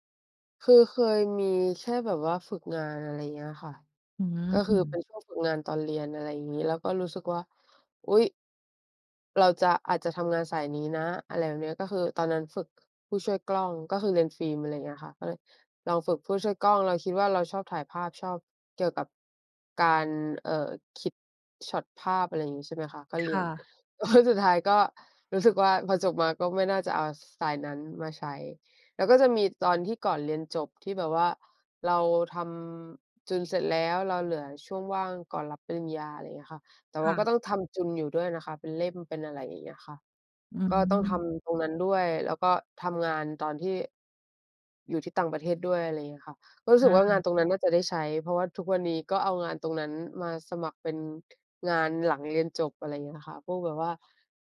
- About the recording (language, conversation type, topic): Thai, unstructured, คุณคิดอย่างไรกับการเริ่มต้นทำงานตั้งแต่อายุยังน้อย?
- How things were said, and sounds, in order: chuckle; laughing while speaking: "แล้ว"